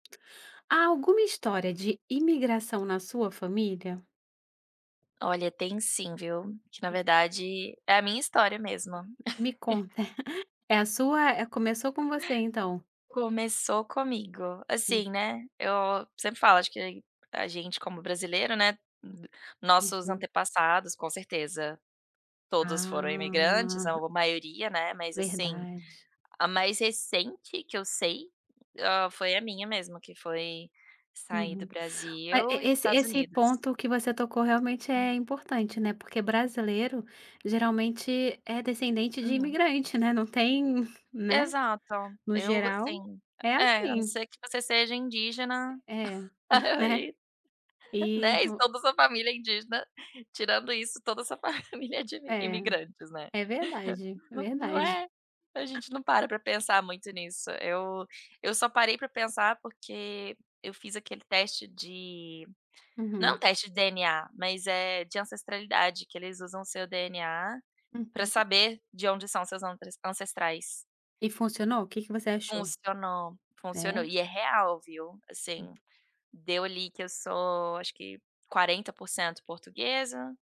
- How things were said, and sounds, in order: tapping; chuckle; drawn out: "Ah"; chuckle; laughing while speaking: "família"; laugh
- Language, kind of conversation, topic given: Portuguese, podcast, Há alguma história de imigração na sua família?